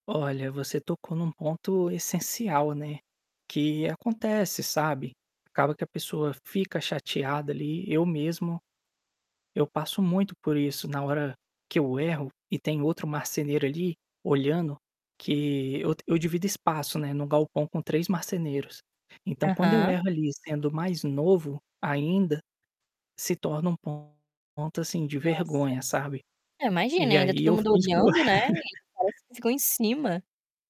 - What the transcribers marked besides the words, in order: static; distorted speech; other background noise; laughing while speaking: "eu"; laugh
- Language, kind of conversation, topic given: Portuguese, podcast, Como você transforma um erro em uma oportunidade de crescimento?